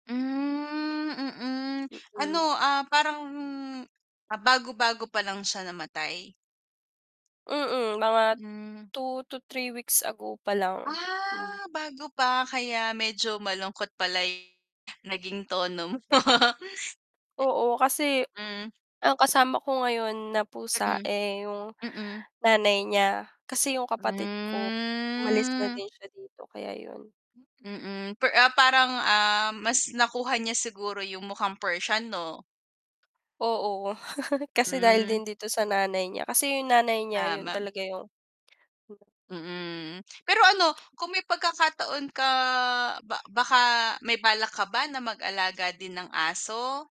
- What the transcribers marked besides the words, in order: drawn out: "Ah"; tapping; distorted speech; laughing while speaking: "mo"; drawn out: "Hmm"; laugh
- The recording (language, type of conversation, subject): Filipino, unstructured, Paano mo sinisimulan ang araw mo araw-araw?